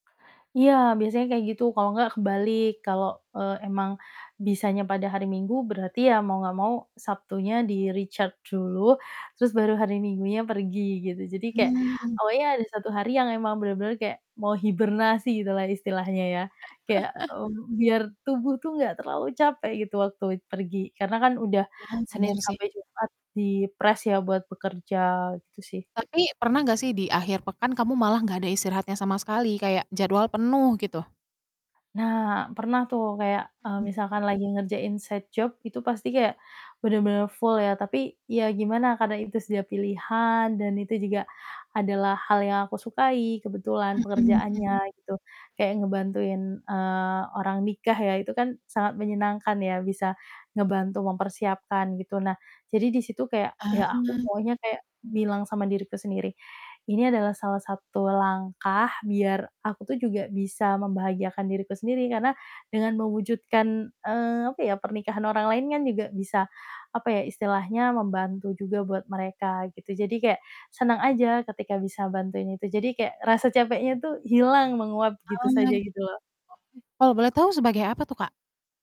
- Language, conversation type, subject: Indonesian, podcast, Kebiasaan akhir pekan di rumah apa yang paling kamu sukai?
- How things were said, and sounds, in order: in English: "di-recharge"; distorted speech; other background noise; chuckle; in English: "side job"; in English: "full"